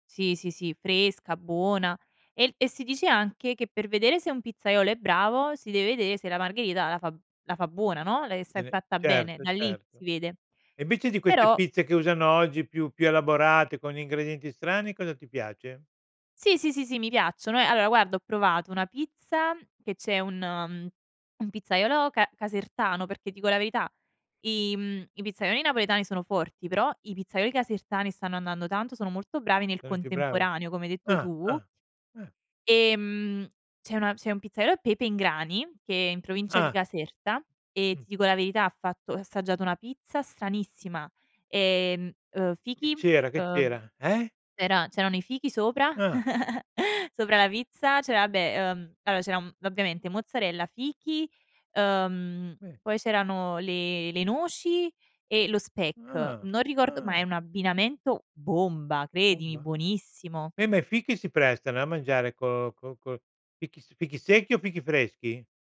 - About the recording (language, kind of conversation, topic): Italian, podcast, Qual è il piatto che ti consola sempre?
- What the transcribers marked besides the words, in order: chuckle; "vabbè" said as "abbè"